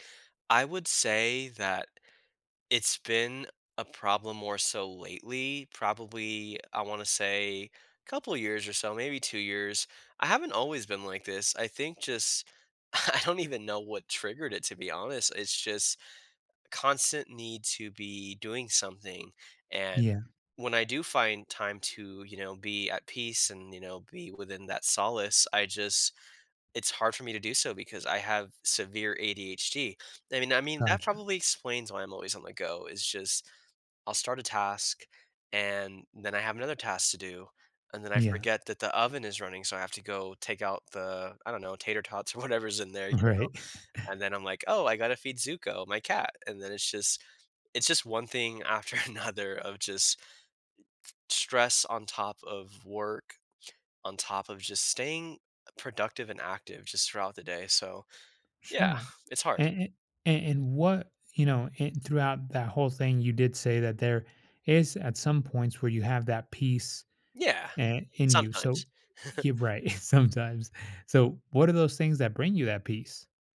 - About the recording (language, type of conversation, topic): English, advice, How can I relax and unwind after a busy day?
- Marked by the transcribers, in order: laughing while speaking: "I I"; tapping; laughing while speaking: "or whatever's"; laughing while speaking: "Right"; chuckle; laughing while speaking: "after another"; laughing while speaking: "sometimes"; chuckle